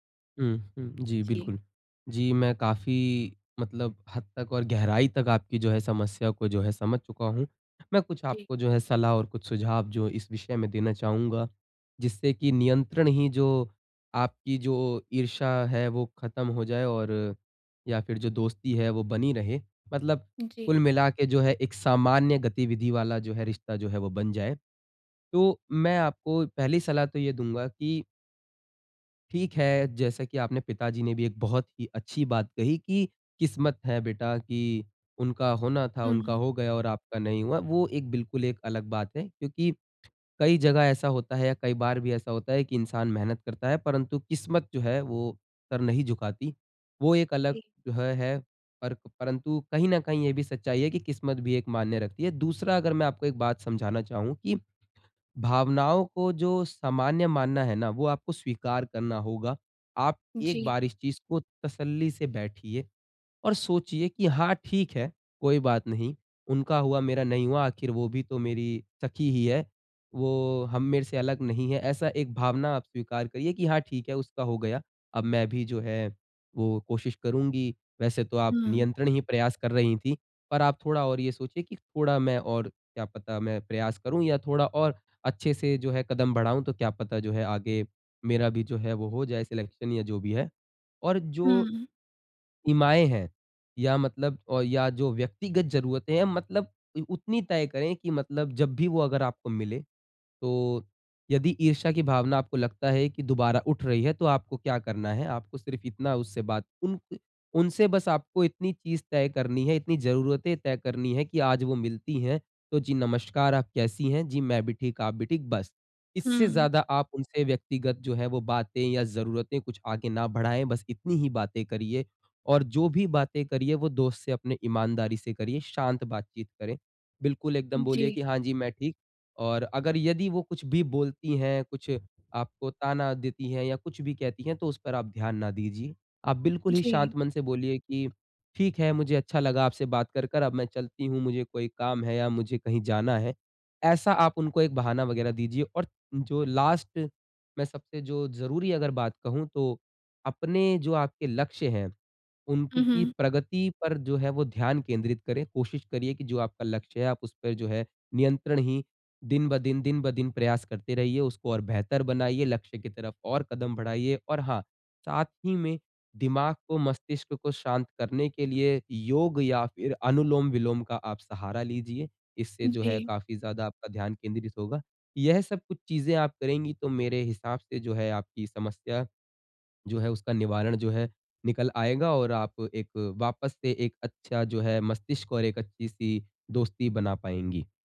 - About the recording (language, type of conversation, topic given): Hindi, advice, ईर्ष्या के बावजूद स्वस्थ दोस्ती कैसे बनाए रखें?
- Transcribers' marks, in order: in English: "सिलेक्शन"; in English: "लास्ट"